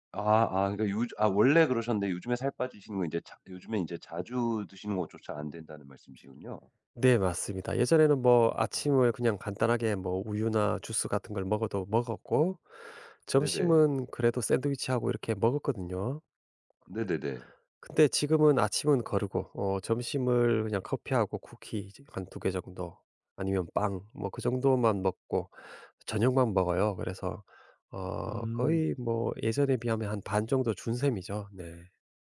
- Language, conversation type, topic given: Korean, advice, 입맛이 없어 식사를 거르는 일이 반복되는 이유는 무엇인가요?
- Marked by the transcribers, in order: other background noise